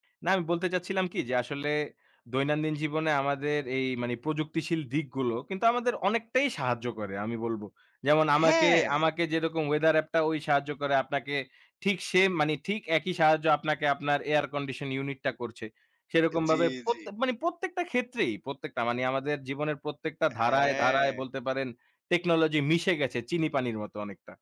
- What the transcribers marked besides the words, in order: other background noise; "দৈনন্দিন" said as "দৈনআন্দিন"
- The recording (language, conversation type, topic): Bengali, unstructured, প্রযুক্তি আমাদের দৈনন্দিন জীবনে কীভাবে সাহায্য করছে?